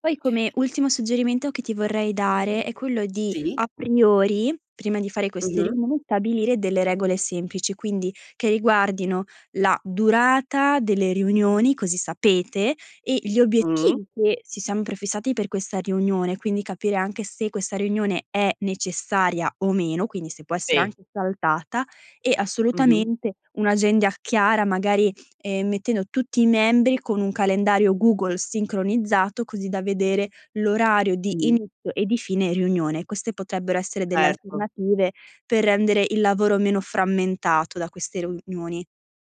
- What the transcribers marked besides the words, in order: "agenda" said as "agendia"; "riunioni" said as "runioni"
- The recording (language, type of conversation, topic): Italian, advice, Come posso gestire un lavoro frammentato da riunioni continue?